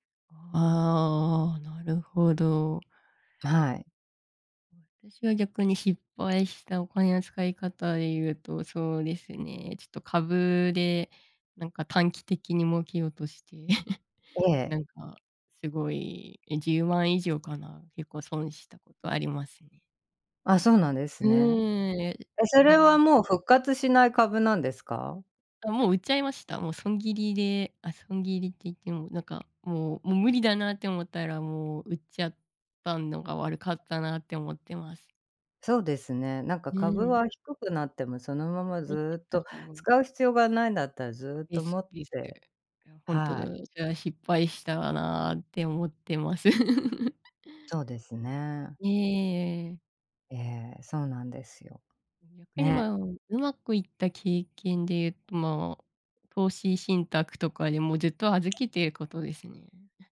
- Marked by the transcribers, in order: tapping; scoff; other background noise; chuckle
- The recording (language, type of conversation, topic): Japanese, unstructured, お金を使うときに気をつけていることは何ですか？